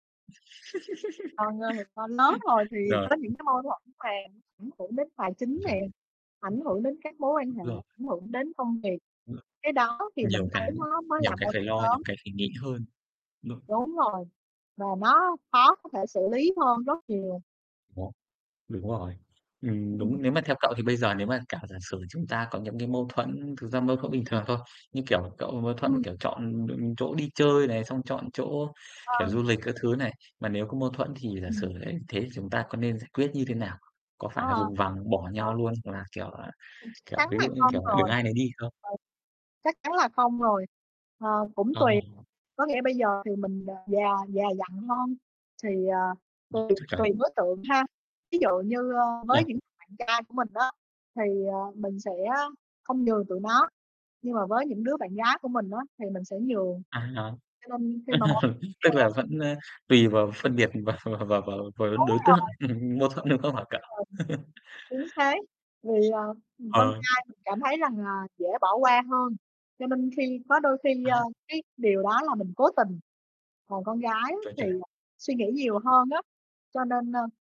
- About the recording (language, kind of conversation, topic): Vietnamese, unstructured, Bạn thường làm gì khi xảy ra mâu thuẫn với bạn bè?
- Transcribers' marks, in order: laugh; other background noise; distorted speech; unintelligible speech; tapping; laugh; laughing while speaking: "vào vào vào vào"; laugh